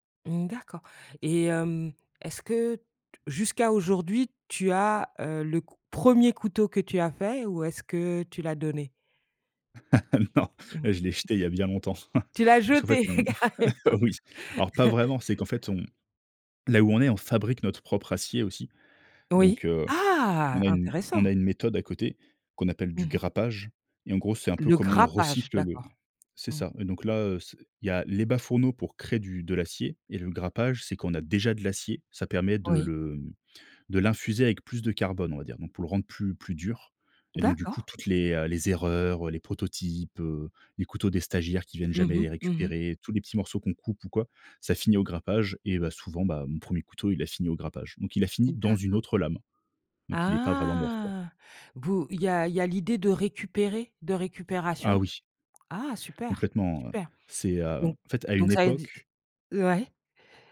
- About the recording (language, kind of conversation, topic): French, podcast, Comment trouver l’équilibre entre les loisirs et les obligations quotidiennes ?
- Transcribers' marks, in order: other background noise; chuckle; laughing while speaking: "Carrément"; chuckle; surprised: "ah"; drawn out: "ah"; stressed: "recycle"; stressed: "grappage"; stressed: "erreurs"; surprised: "Ah !"; drawn out: "Ah !"